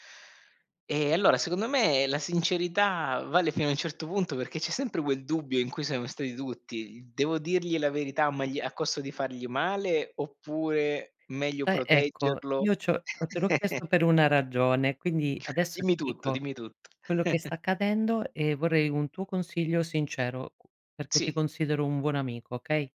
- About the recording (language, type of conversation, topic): Italian, unstructured, Qual è il valore più importante in un’amicizia?
- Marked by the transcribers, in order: other background noise; chuckle; other noise; chuckle